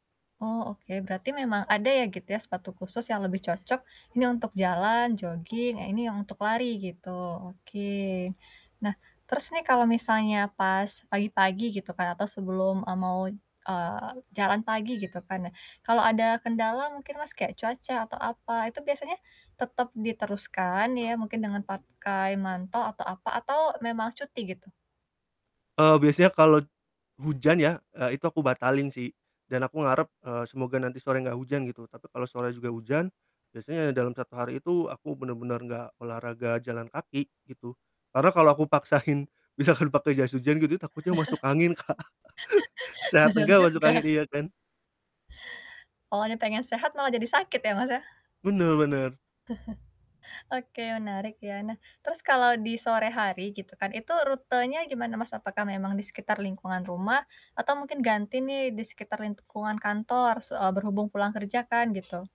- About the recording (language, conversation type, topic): Indonesian, podcast, Apa kesenangan sederhana yang kamu rasakan saat jalan kaki keliling lingkungan?
- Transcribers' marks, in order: static; other animal sound; other background noise; "pakai" said as "patkai"; laughing while speaking: "misalkan"; laugh; laughing while speaking: "Bener juga"; laughing while speaking: "Kak"; laugh; mechanical hum; chuckle